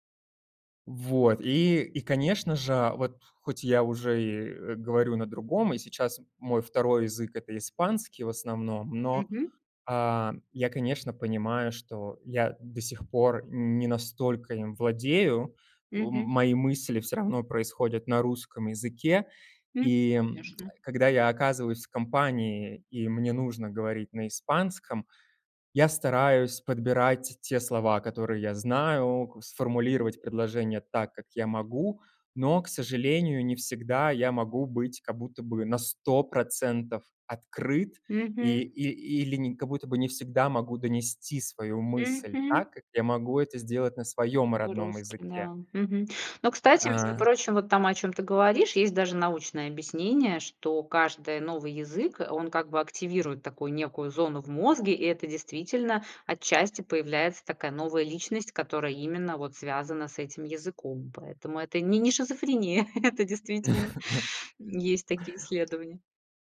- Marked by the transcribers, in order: other background noise; lip smack; tapping; chuckle
- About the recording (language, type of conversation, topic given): Russian, podcast, Как миграция или переезд повлияли на ваше чувство идентичности?